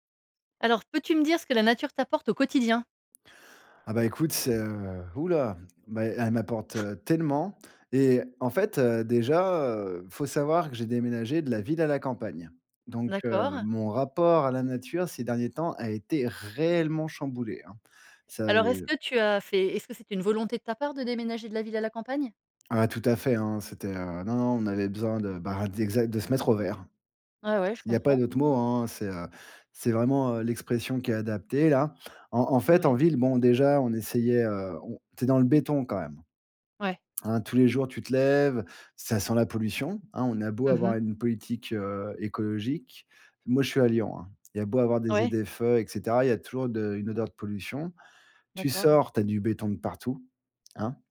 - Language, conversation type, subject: French, podcast, Qu'est-ce que la nature t'apporte au quotidien?
- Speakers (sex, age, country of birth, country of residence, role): female, 40-44, France, Netherlands, host; male, 40-44, France, France, guest
- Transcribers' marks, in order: tapping; other background noise; chuckle; stressed: "tellement"; stressed: "réellement"